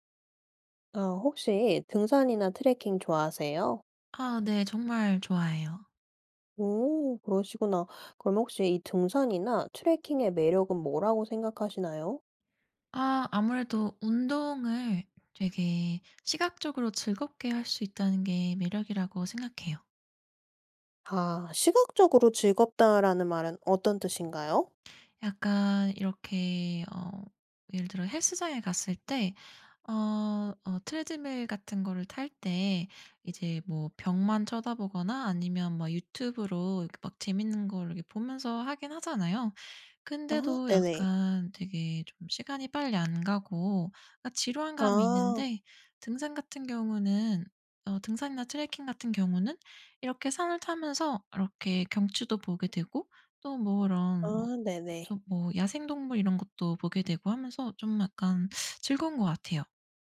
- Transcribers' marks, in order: other background noise; in English: "트레드밀"; tapping
- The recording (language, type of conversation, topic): Korean, podcast, 등산이나 트레킹은 어떤 점이 가장 매력적이라고 생각하시나요?